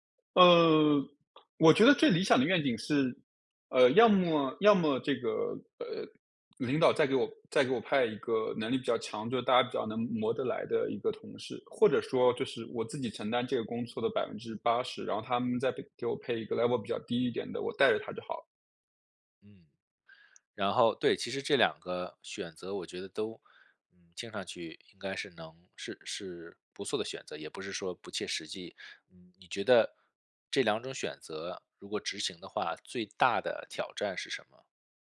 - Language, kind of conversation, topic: Chinese, advice, 如何在不伤害同事感受的情况下给出反馈？
- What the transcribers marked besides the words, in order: tapping; in English: "level"